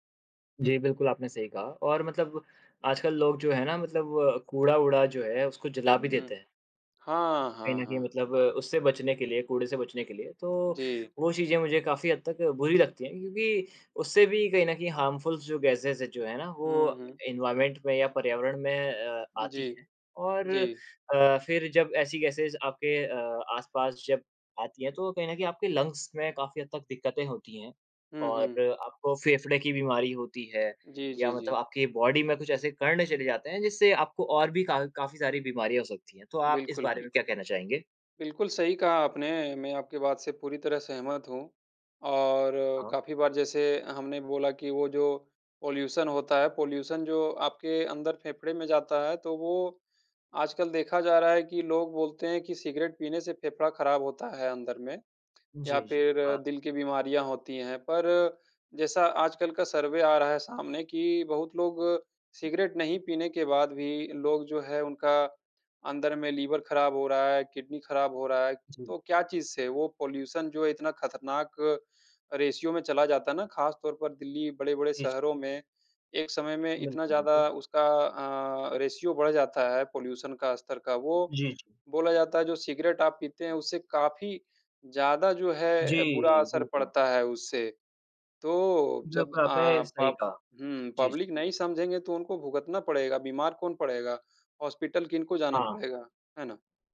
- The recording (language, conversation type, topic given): Hindi, unstructured, आजकल के पर्यावरण परिवर्तन के बारे में आपका क्या विचार है?
- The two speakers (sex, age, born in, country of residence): male, 20-24, India, India; male, 30-34, India, India
- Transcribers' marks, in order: tapping; in English: "हार्मफुल"; in English: "गैसेज़"; in English: "एनवॉरमेंट"; in English: "गैसेज़"; in English: "लंग्स"; in English: "बॉडी"; in English: "पॉल्यूशन"; in English: "पॉल्यूशन"; in English: "पॉल्यूशन"; in English: "रेश्यो"; in English: "रेश्यो"; in English: "पॉल्यूशन"; in English: "पब्लिक"